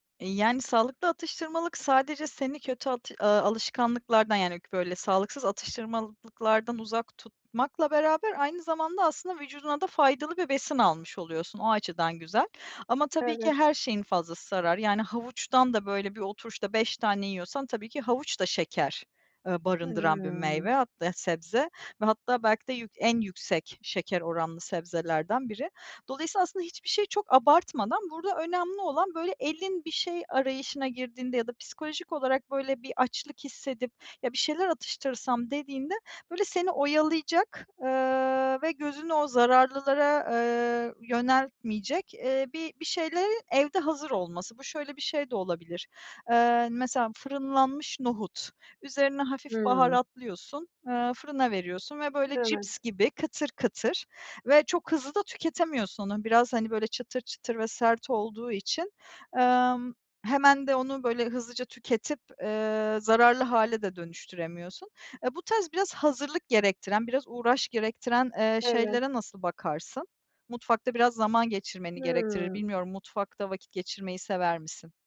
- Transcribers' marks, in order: "atıştırmalıklardan" said as "atıştırmalılıklardan"; drawn out: "Hıı"; other background noise; drawn out: "Hıı"
- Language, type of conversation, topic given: Turkish, advice, Günlük yaşamımda atıştırma dürtülerimi nasıl daha iyi kontrol edebilirim?